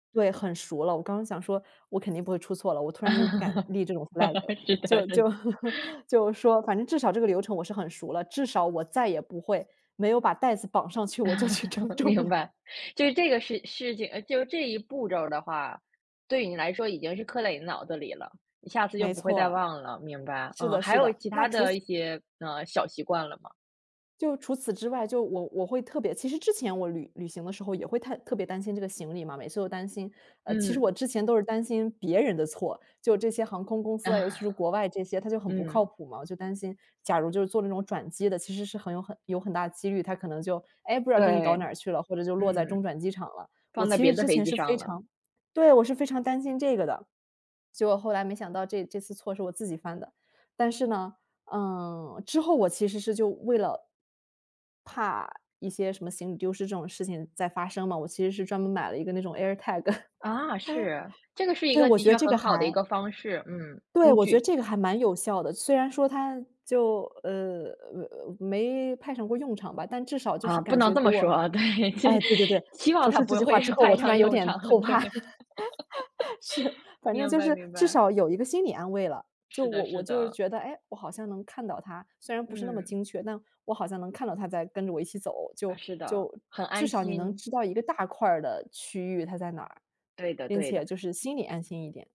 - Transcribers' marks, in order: laugh; laughing while speaking: "是的 是的"; chuckle; laugh; laughing while speaking: "明白"; laughing while speaking: "去称重了"; chuckle; in English: "airtag"; chuckle; laughing while speaking: "啊，对，希 希望它不会派上用场。对"; laugh
- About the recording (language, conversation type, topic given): Chinese, podcast, 你有没有在旅途中遇到过行李丢失的尴尬经历？